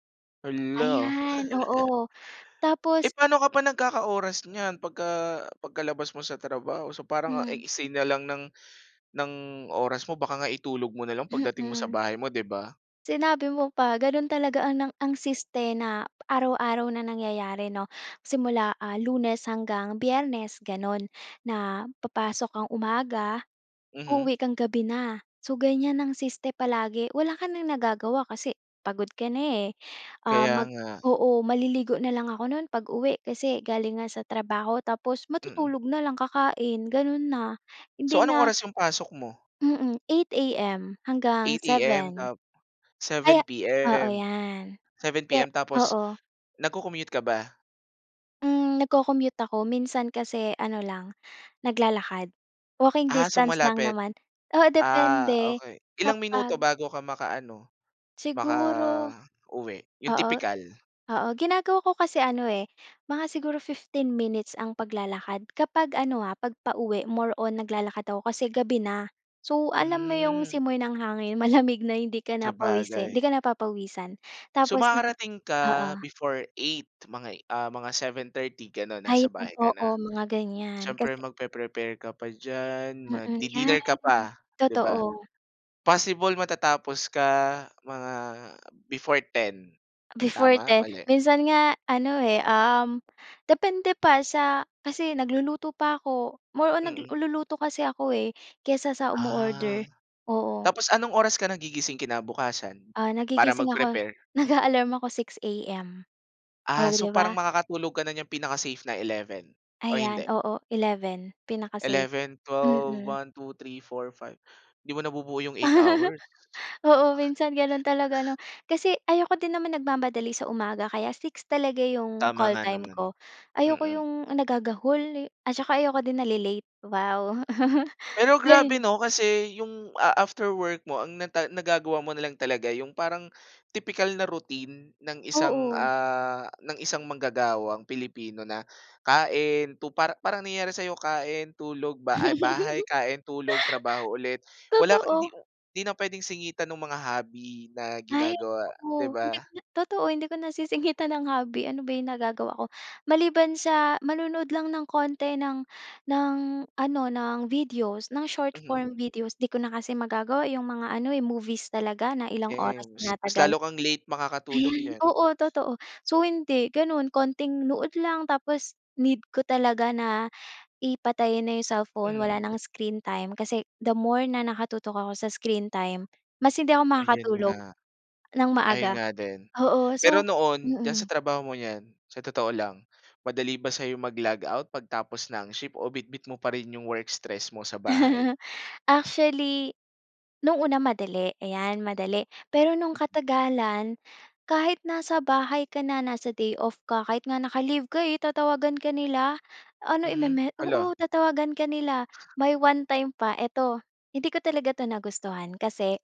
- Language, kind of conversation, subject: Filipino, podcast, Paano mo binabalanse ang trabaho at personal na buhay?
- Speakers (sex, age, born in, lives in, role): female, 25-29, Philippines, Philippines, guest; male, 25-29, Philippines, Philippines, host
- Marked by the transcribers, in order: chuckle; tapping; other background noise; giggle; chuckle; laugh; in English: "short form videos"; chuckle